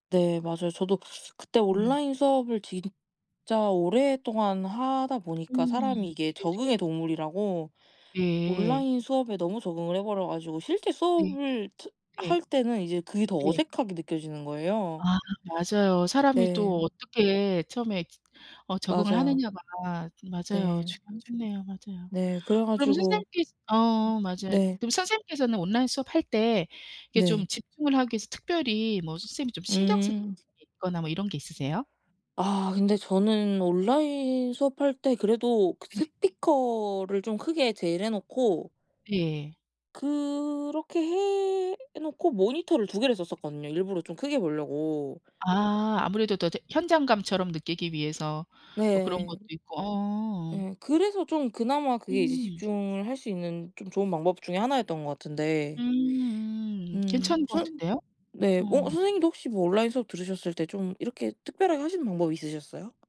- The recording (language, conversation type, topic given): Korean, unstructured, 온라인 수업이 대면 수업과 어떤 점에서 다르다고 생각하나요?
- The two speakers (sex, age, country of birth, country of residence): female, 20-24, South Korea, Japan; female, 55-59, South Korea, United States
- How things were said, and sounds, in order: other background noise